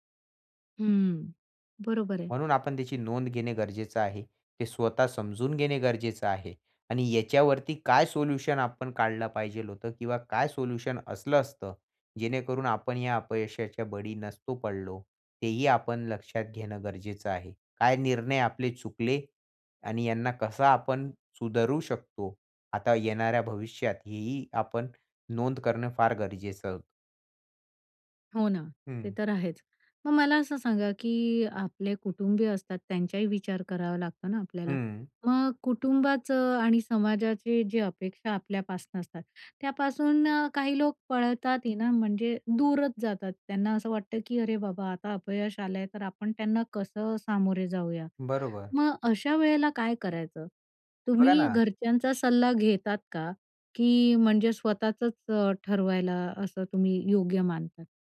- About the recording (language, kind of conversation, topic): Marathi, podcast, अपयशानंतर पर्यायी योजना कशी आखतोस?
- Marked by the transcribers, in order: none